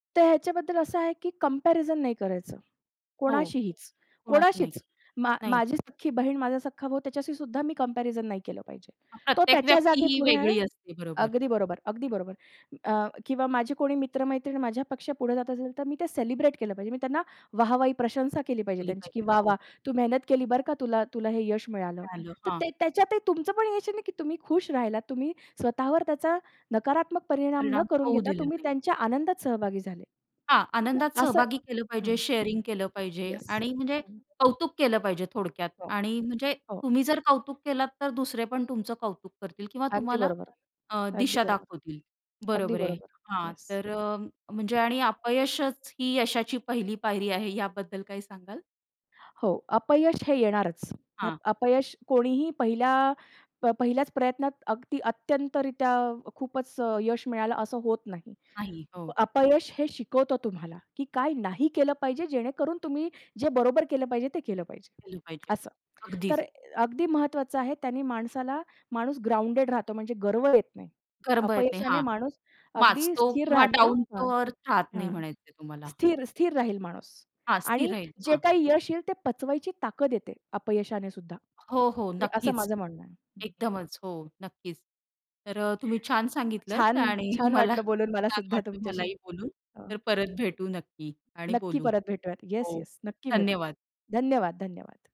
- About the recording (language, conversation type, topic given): Marathi, podcast, तुम्ही कधी यशाची व्याख्या बदलली आहे का?
- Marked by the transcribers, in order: other background noise; other noise; tapping; in English: "ग्राउंडेड"; in English: "डाउन टू अर्थ"